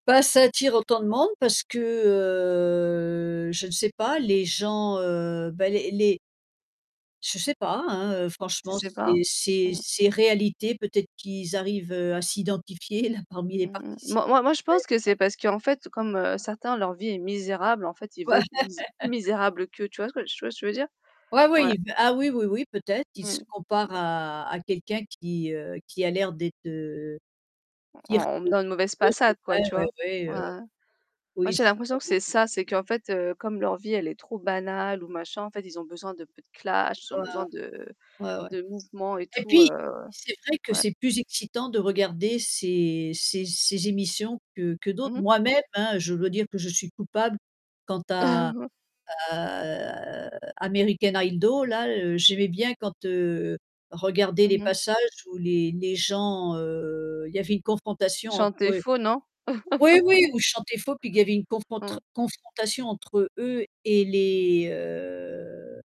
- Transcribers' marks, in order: drawn out: "heu"; laughing while speaking: "là"; static; distorted speech; laugh; other background noise; unintelligible speech; unintelligible speech; unintelligible speech; in English: "clashs"; stressed: "clashs"; chuckle; drawn out: "heu"; laugh; drawn out: "heu"
- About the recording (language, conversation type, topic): French, unstructured, Que penses-tu des émissions de télé-réalité qui humilient leurs participants ?